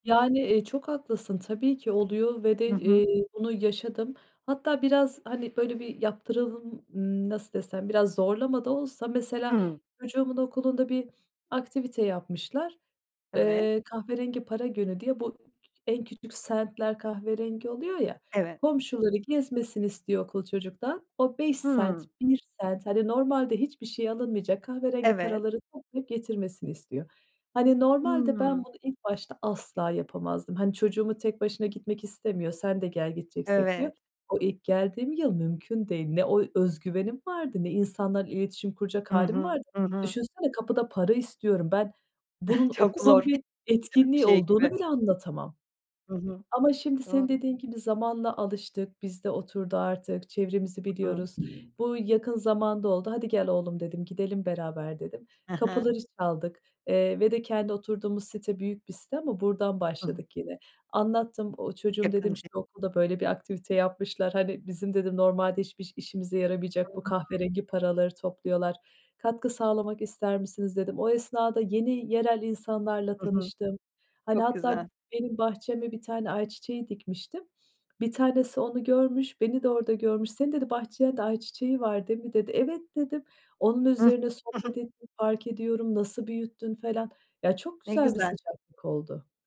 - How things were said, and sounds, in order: other background noise; chuckle; unintelligible speech
- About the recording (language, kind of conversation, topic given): Turkish, podcast, Yerel halkla yaşadığın sıcak bir anıyı paylaşır mısın?
- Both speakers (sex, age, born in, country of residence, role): female, 35-39, Turkey, Ireland, guest; female, 45-49, Turkey, Netherlands, host